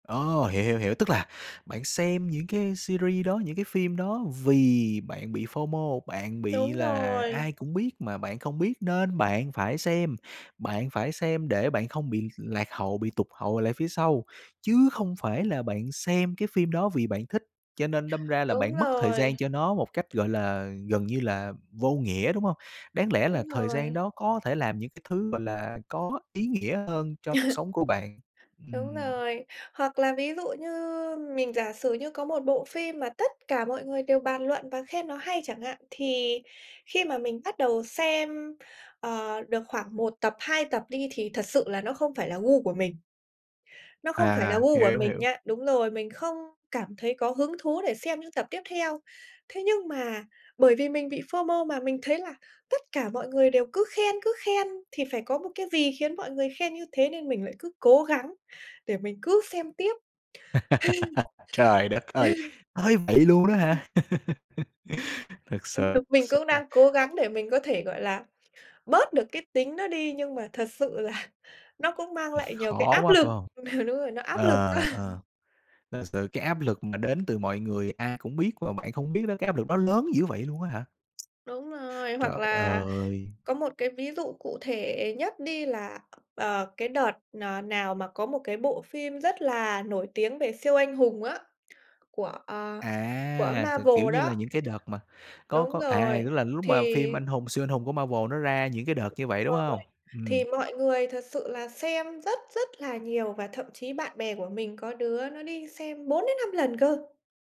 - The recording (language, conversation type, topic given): Vietnamese, podcast, Bạn có cảm thấy áp lực phải theo kịp các bộ phim dài tập đang “hot” không?
- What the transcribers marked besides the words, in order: in English: "series"; other background noise; in English: "FO-MO"; tapping; other noise; in English: "FO-MO"; laugh; sigh; laugh; laughing while speaking: "là"; laughing while speaking: "quá"